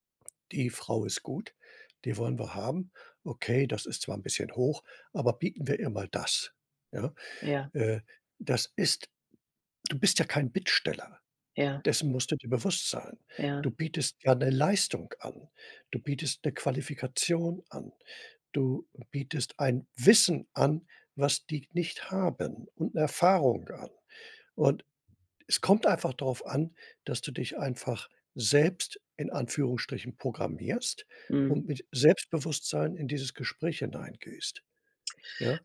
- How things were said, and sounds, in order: none
- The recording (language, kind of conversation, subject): German, advice, Wie kann ich meine Unsicherheit vor einer Gehaltsverhandlung oder einem Beförderungsgespräch überwinden?